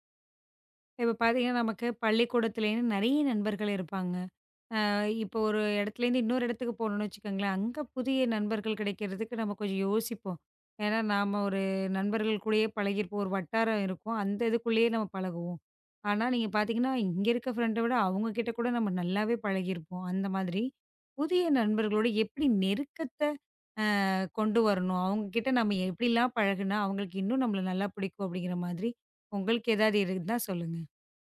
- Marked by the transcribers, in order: drawn out: "ஒரு"; in English: "ஃபிரெண்டு"; drawn out: "ஆ"
- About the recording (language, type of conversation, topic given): Tamil, podcast, புதிய நண்பர்களுடன் நெருக்கத்தை நீங்கள் எப்படிப் உருவாக்குகிறீர்கள்?